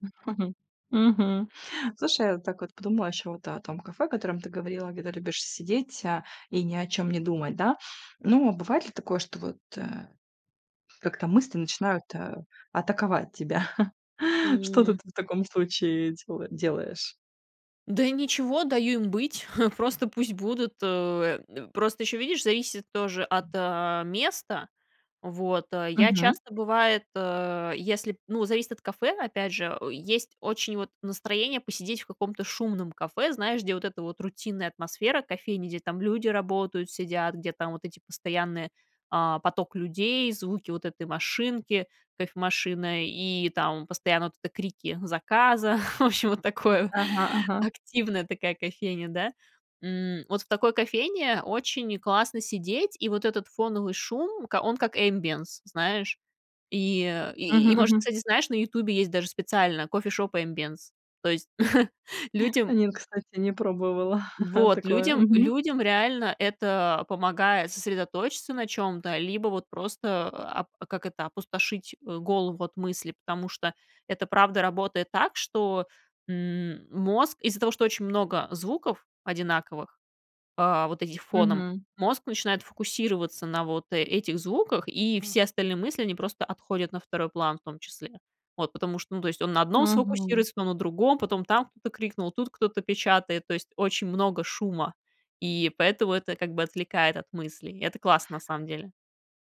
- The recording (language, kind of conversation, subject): Russian, podcast, Как сделать обычную прогулку более осознанной и спокойной?
- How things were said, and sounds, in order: chuckle; other background noise; chuckle; chuckle; tapping; laughing while speaking: "В общем, вот такое"; in English: "ambiance"; chuckle; chuckle